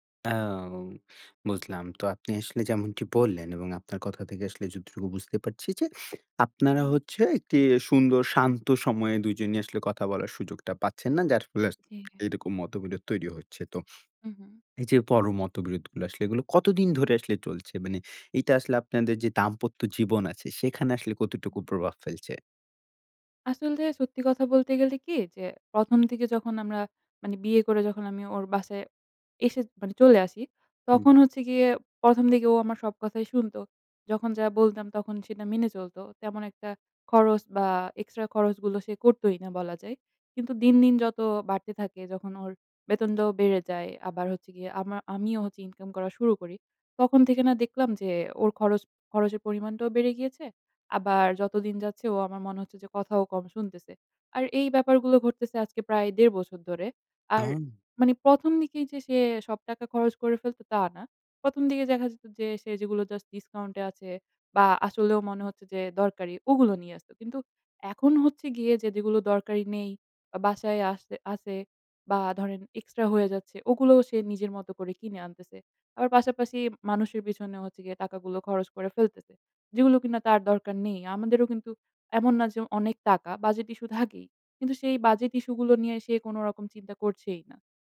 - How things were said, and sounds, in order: other background noise
- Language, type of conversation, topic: Bengali, advice, সঙ্গীর সঙ্গে টাকা খরচ করা নিয়ে মতবিরোধ হলে কীভাবে সমাধান করবেন?